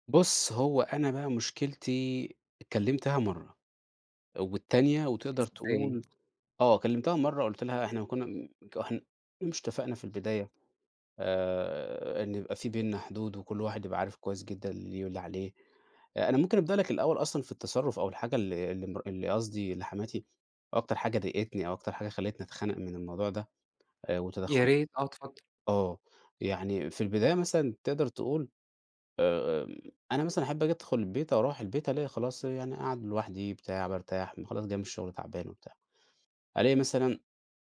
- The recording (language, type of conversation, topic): Arabic, advice, إزاي أحط حدود واضحة مع حماتي/حمايا بخصوص الزيارات والتدخل؟
- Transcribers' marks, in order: none